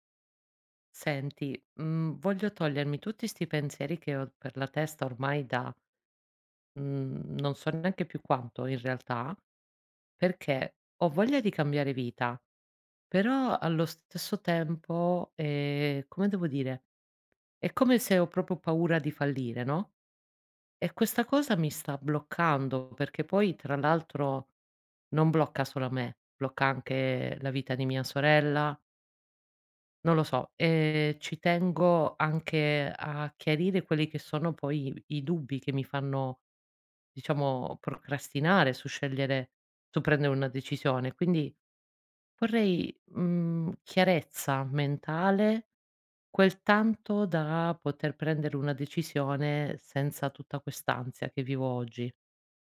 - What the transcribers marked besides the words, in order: "proprio" said as "propio"
- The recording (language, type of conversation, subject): Italian, advice, Come posso cambiare vita se ho voglia di farlo ma ho paura di fallire?
- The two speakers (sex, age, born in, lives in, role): female, 30-34, Italy, Italy, advisor; female, 40-44, Italy, Italy, user